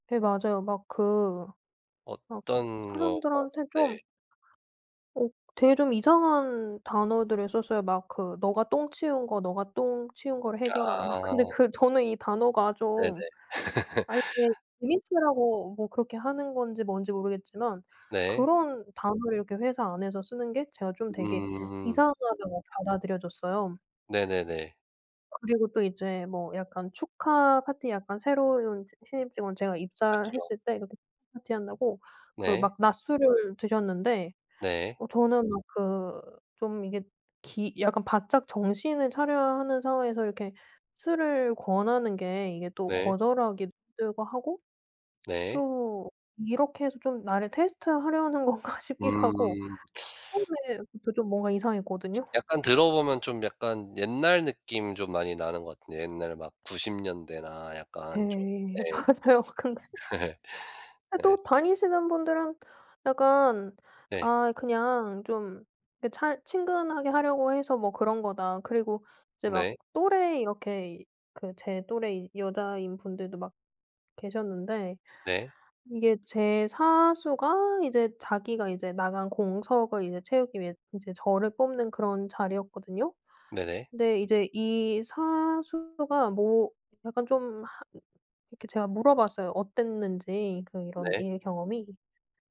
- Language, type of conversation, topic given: Korean, podcast, 새로운 길을 선택했을 때 가족의 반대를 어떻게 설득하셨나요?
- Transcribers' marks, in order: other background noise; laughing while speaking: "막"; laugh; tapping; laughing while speaking: "건가"; laughing while speaking: "맞아요. 근데"; laugh